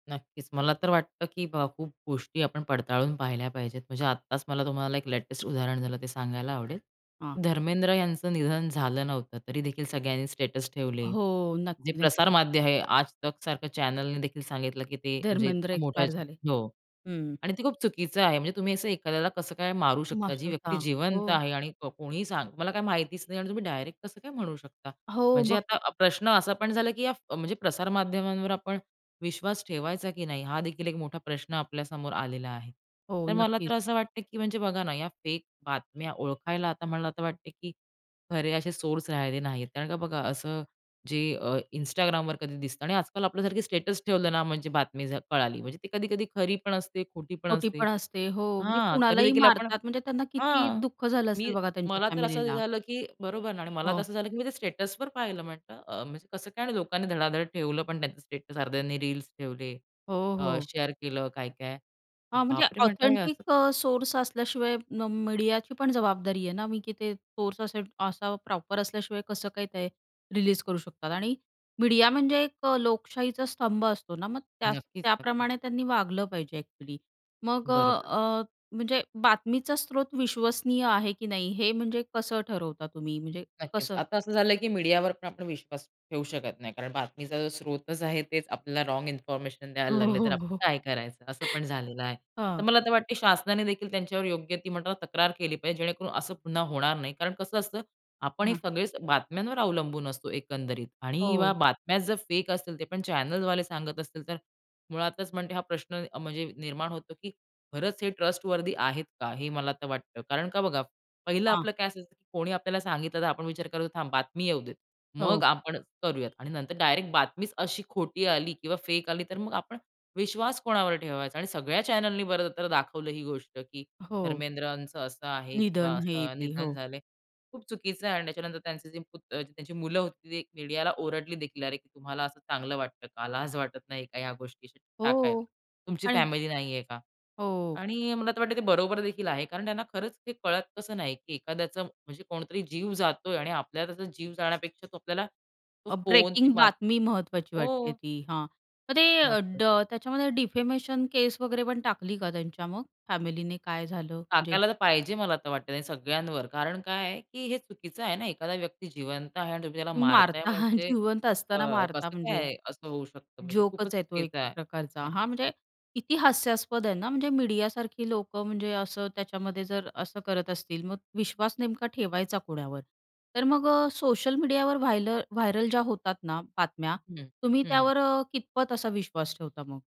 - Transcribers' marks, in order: tapping; in English: "स्टेटस"; in English: "स्टेटस"; horn; in English: "स्टेटसवर"; in English: "स्टेटस"; other background noise; in English: "शेअर"; in English: "ऑथेंटिक"; in English: "प्रॉपर"; other noise; laughing while speaking: "हो"; in English: "चॅनेलवाले"; in English: "ट्रस्टवर्थी"; in English: "चॅनेलनी"; stressed: "ब्रेकिंग बातमी"; in English: "डिफेमेशन"; laughing while speaking: "तुम्ही मारता, जिवंत असताना मारता"; in English: "व्हाय व्हायरल"
- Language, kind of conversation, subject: Marathi, podcast, तुम्ही खोटी बातमी ओळखण्यासाठी कोणती पावले उचलता?